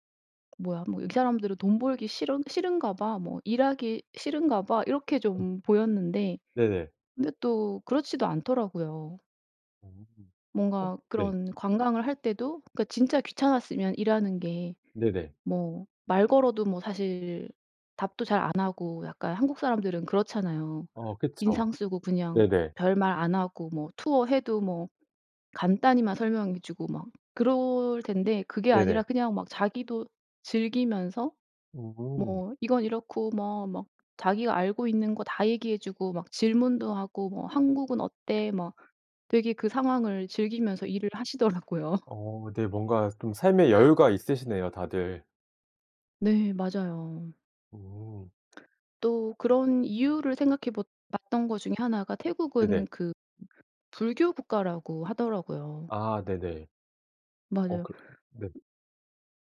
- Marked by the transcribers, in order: unintelligible speech; tapping; other background noise; laughing while speaking: "하시더라고요"
- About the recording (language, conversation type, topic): Korean, podcast, 여행 중 낯선 사람에게서 문화 차이를 배웠던 경험을 이야기해 주실래요?